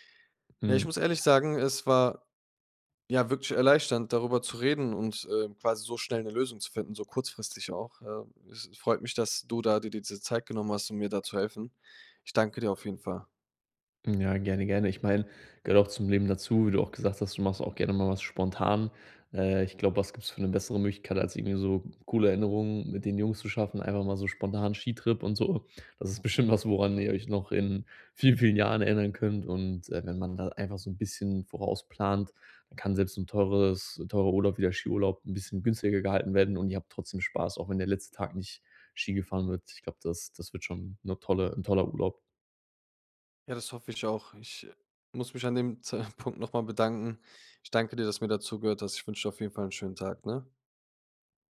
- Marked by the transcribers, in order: none
- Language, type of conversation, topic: German, advice, Wie kann ich trotz begrenztem Budget und wenig Zeit meinen Urlaub genießen?